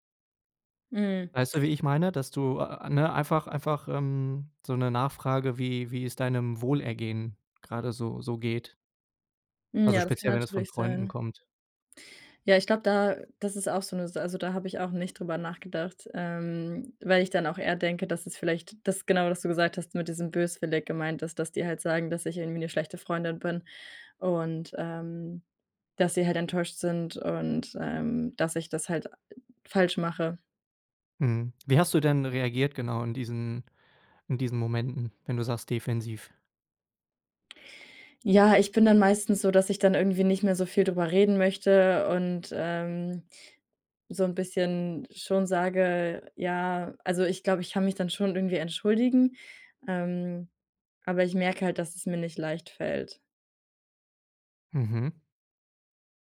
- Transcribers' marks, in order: none
- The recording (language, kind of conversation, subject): German, advice, Warum fällt es mir schwer, Kritik gelassen anzunehmen, und warum werde ich sofort defensiv?